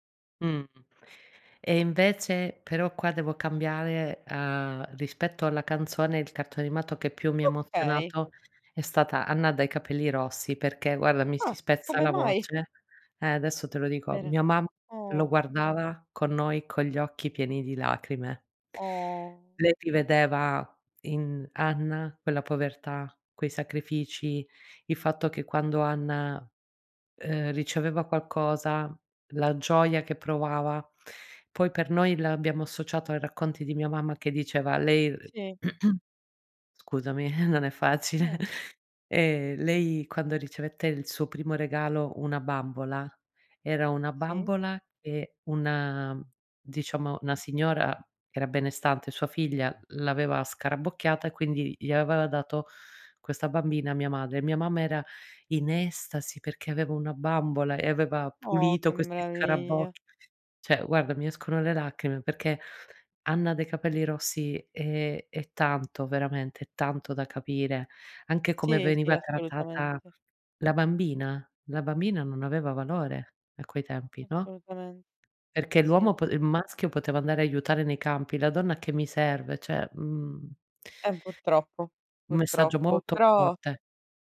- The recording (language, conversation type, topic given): Italian, podcast, Hai una canzone che ti riporta subito all'infanzia?
- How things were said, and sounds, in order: drawn out: "Oh"; sad: "mi si spezza la voce"; other background noise; throat clearing; chuckle; "una" said as "'na"; tapping